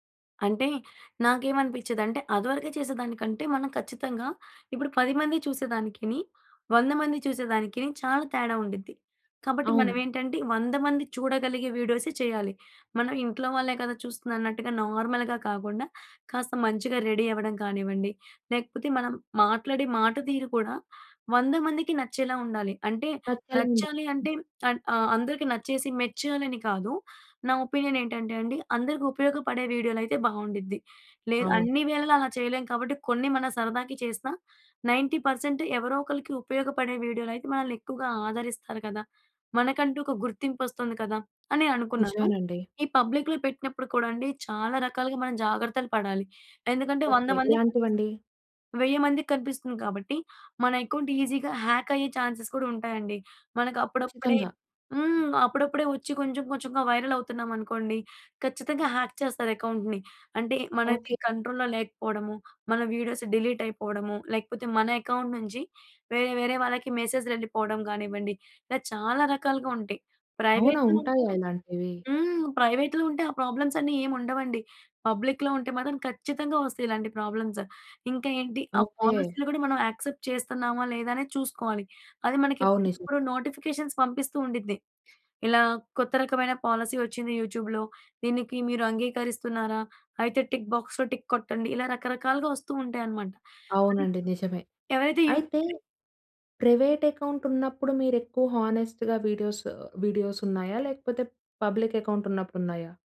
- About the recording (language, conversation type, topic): Telugu, podcast, పబ్లిక్ లేదా ప్రైవేట్ ఖాతా ఎంచుకునే నిర్ణయాన్ని మీరు ఎలా తీసుకుంటారు?
- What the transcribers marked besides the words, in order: in English: "నార్మల్‍గా"; in English: "రెడీ"; other background noise; in English: "ఒపీనియన్"; in English: "నైన్టీ పర్సెంట్"; in English: "పబ్లిక్‌లో"; in English: "అకౌంట్ ఈజీగా హ్యాక్"; in English: "ఛాన్సెస్"; in English: "వైరల్"; in English: "హ్యాక్"; in English: "అకౌంట్‌ని"; in English: "కంట్రోల్‌లో"; in English: "వీడియోస్ డిలీట్"; in English: "అకౌంట్"; in English: "ప్రైవేట్‍లో"; in English: "ప్రైవేట్‌లో"; in English: "ప్రాబ్లమ్స్"; in English: "పబ్లిక్‌లో"; in English: "యాక్సెప్ట్"; in English: "నోటిఫికేషన్స్"; in English: "పాలసీ"; in English: "యూట్యూబ్‌లో"; in English: "టిక్ బాక్స్‌లో టిక్"; in English: "ప్రైవేట్ అకౌంట్"; in English: "హానెస్ట్‌గా"; in English: "పబ్లిక్ అకౌంట్"